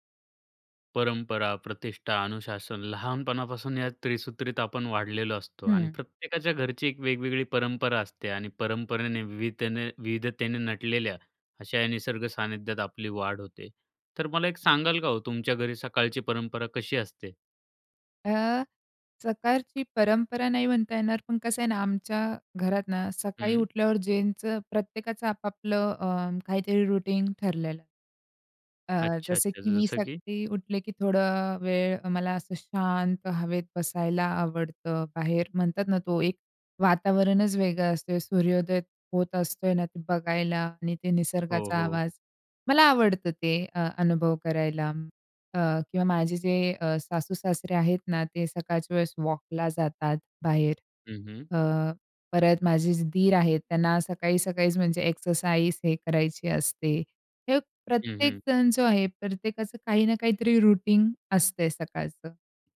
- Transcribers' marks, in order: tapping; in English: "रुटीन"; in English: "रुटीन"
- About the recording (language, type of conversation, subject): Marathi, podcast, तुझ्या घरी सकाळची परंपरा कशी असते?